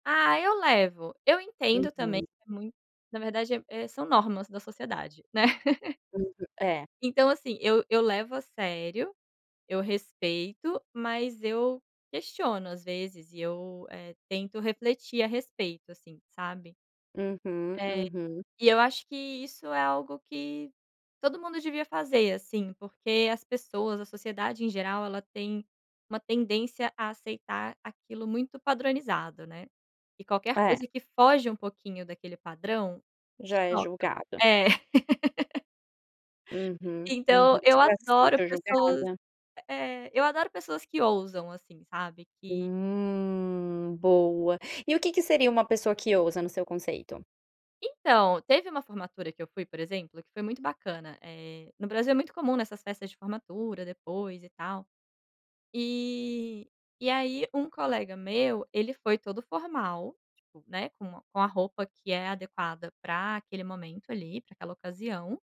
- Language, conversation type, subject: Portuguese, podcast, Como você escolhe roupas para se sentir confiante?
- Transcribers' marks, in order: chuckle; laugh